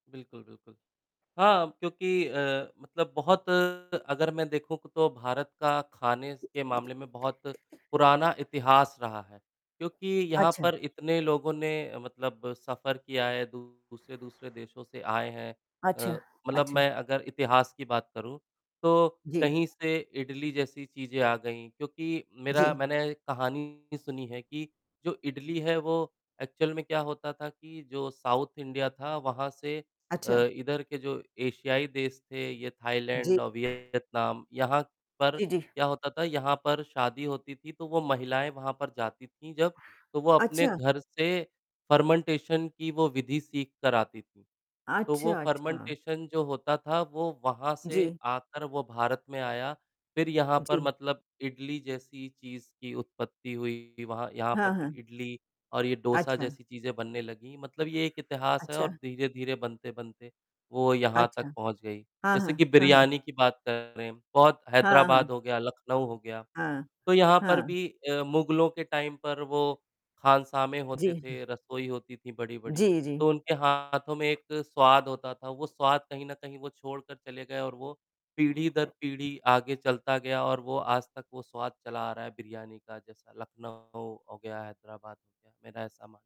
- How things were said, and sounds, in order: tapping; distorted speech; other background noise; static; in English: "ऐक्चुअल"; in English: "साउथ"; in English: "फर्मेन्टेशन"; in English: "फर्मेन्टेशन"; in English: "टाइम"
- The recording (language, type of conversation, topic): Hindi, unstructured, आप सबसे पहले किस देश के व्यंजन चखना चाहेंगे?